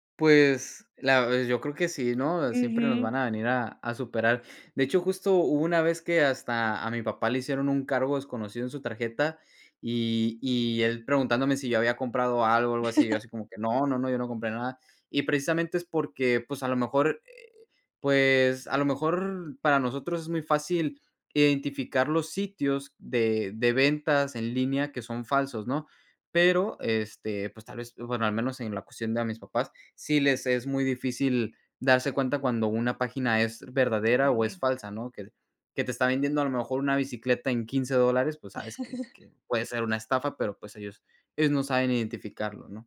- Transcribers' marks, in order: chuckle; chuckle
- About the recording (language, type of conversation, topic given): Spanish, podcast, ¿Qué miedos o ilusiones tienes sobre la privacidad digital?